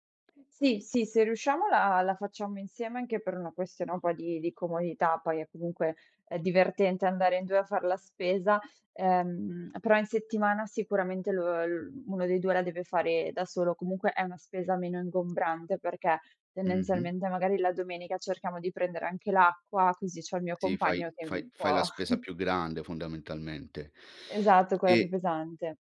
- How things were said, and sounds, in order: other background noise; chuckle
- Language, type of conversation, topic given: Italian, podcast, Come organizzi la spesa per ridurre sprechi e imballaggi?